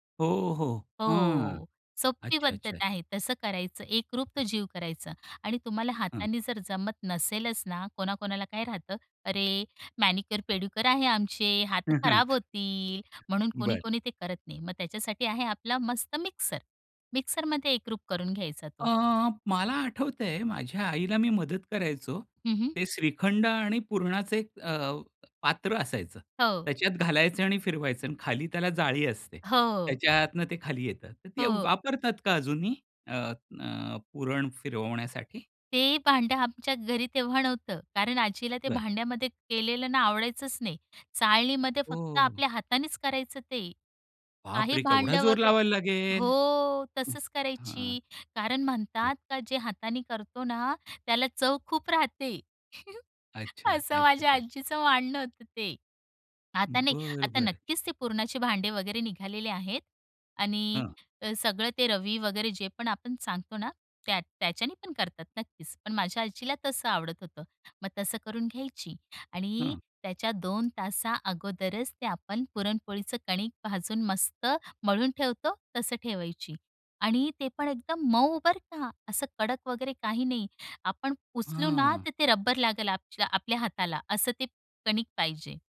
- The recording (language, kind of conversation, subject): Marathi, podcast, तुम्हाला घरातले कोणते पारंपारिक पदार्थ आठवतात?
- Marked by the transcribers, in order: in English: "मॅनिक्युअर-पेडिक्युअर"; other noise; tapping; drawn out: "हो"; surprised: "बापरे! केवढा जोर लावायला लागेल?"; laughing while speaking: "असं माझ्या आजीचं मानणं होतं ते"; drawn out: "हं"